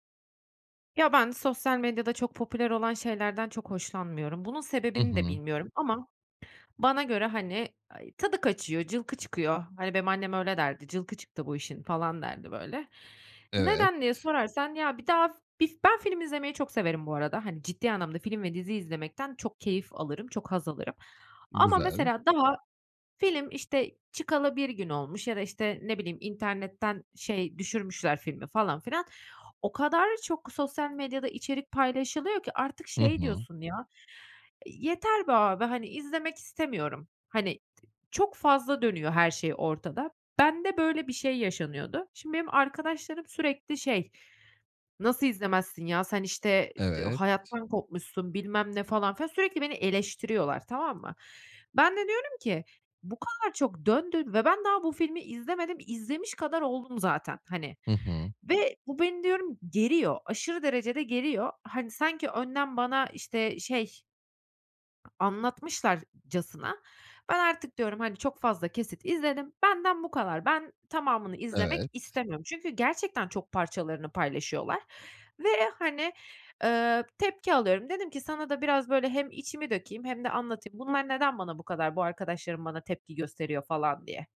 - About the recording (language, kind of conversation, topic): Turkish, advice, Trendlere kapılmadan ve başkalarıyla kendimi kıyaslamadan nasıl daha az harcama yapabilirim?
- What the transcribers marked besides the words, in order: other background noise; other noise; tapping